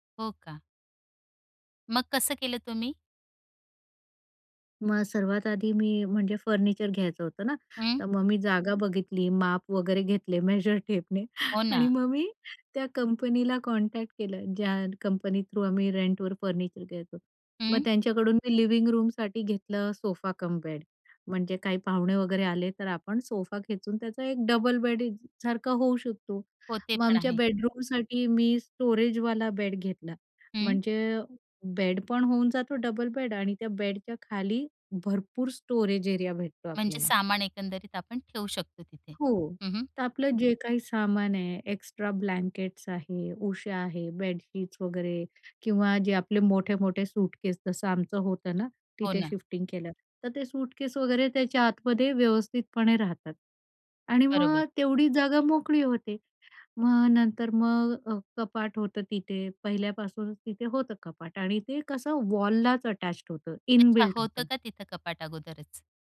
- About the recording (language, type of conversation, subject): Marathi, podcast, लहान घरात तुम्ही घर कसं अधिक आरामदायी करता?
- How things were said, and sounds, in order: laughing while speaking: "मेजर टेपने आणि मग मी"; in English: "कॉन्टॅक्ट"; in English: "थ्रू"; in English: "लिविंग रूमसाठी"; in English: "सोफा कम बेड"; in English: "डबल बेड"; in English: "बेडरूमसाठी"; in English: "स्टोरेजवाला"; in English: "डबल बेड"; in English: "स्टोरेज"; in English: "एक्स्ट्रा ब्लँकेट्स"; in English: "बेडशीट्स"; tapping; in English: "शिफ्टिंग"; in English: "वॉललाच अटॅच्ड"; in English: "इनबिल्ट"